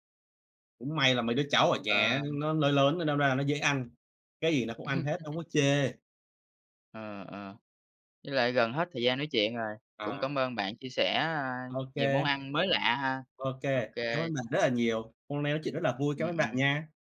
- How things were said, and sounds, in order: other background noise; chuckle
- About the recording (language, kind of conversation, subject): Vietnamese, unstructured, Bạn đã bao giờ thử làm bánh hoặc nấu một món mới chưa?